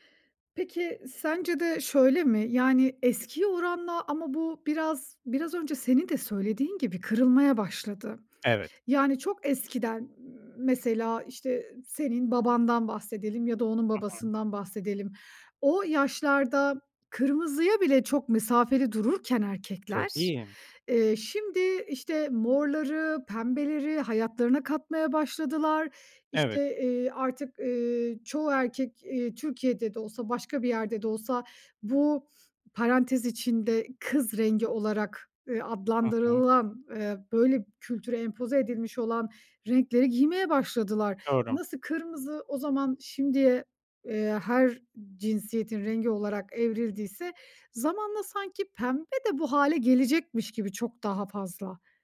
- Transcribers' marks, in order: none
- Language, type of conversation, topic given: Turkish, podcast, Renkler ruh halini nasıl etkiler?